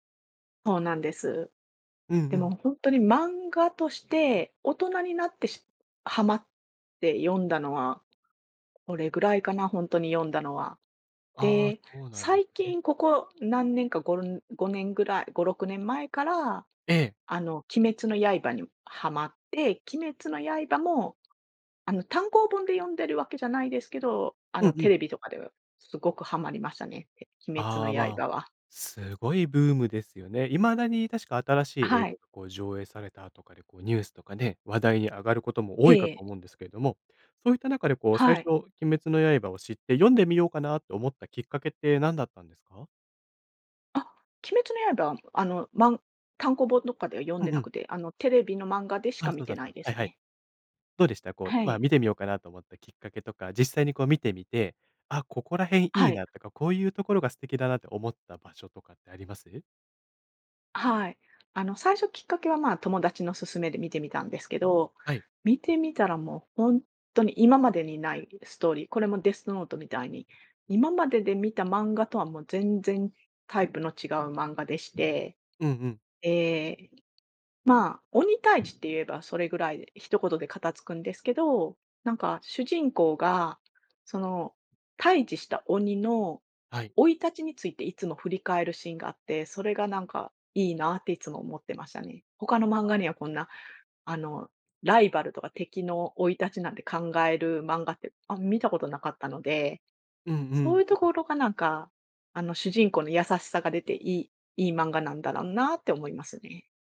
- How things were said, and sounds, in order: other noise; other background noise
- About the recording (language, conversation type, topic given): Japanese, podcast, 漫画で心に残っている作品はどれですか？